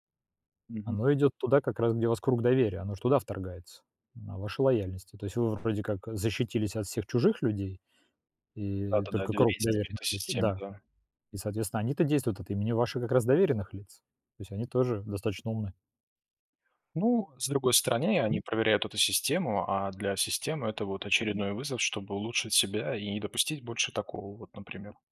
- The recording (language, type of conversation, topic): Russian, unstructured, Что может произойти, если мы перестанем доверять друг другу?
- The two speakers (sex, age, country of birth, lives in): male, 35-39, Belarus, Malta; male, 45-49, Russia, Italy
- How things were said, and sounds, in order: none